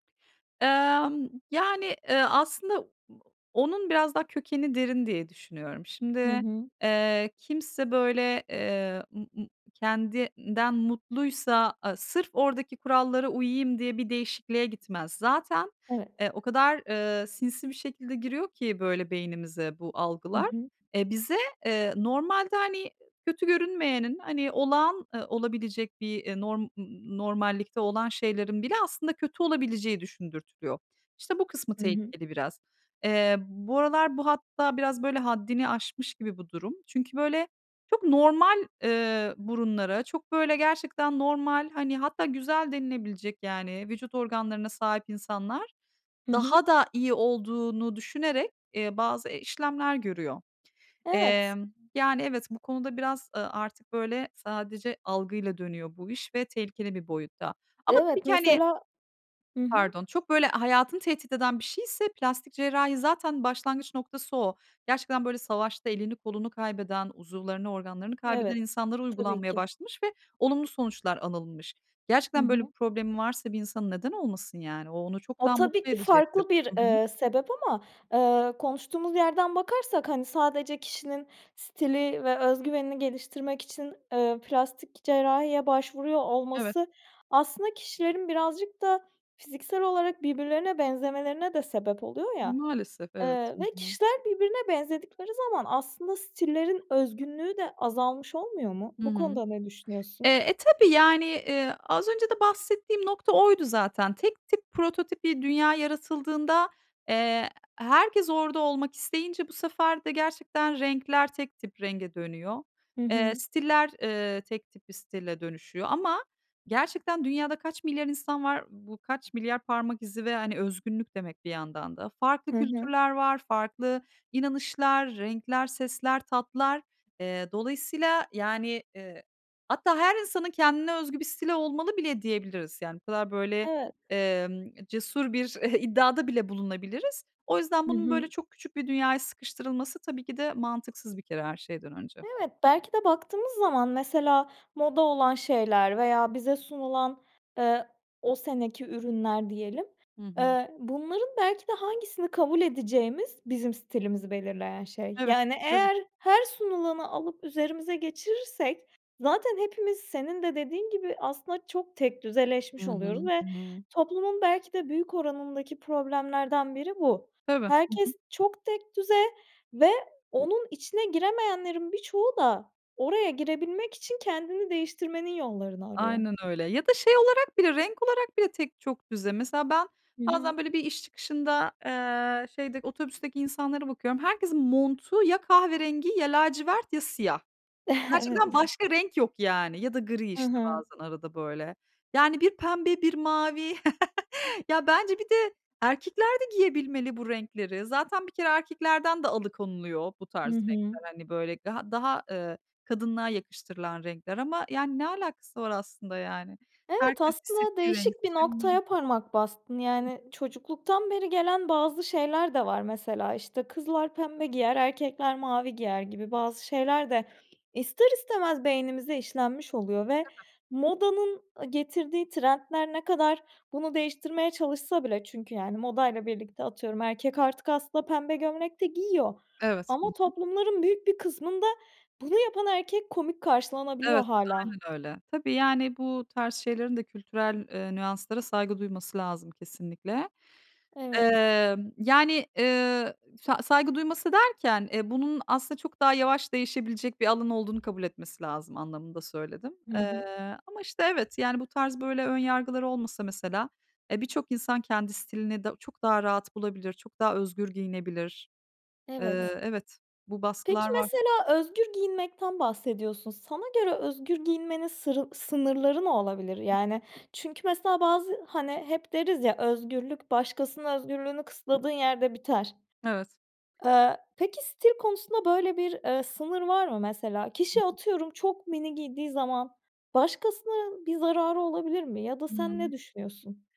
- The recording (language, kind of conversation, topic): Turkish, podcast, Kendi stilini geliştirmek isteyen birine vereceğin ilk ve en önemli tavsiye nedir?
- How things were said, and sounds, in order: other background noise; other noise; chuckle; chuckle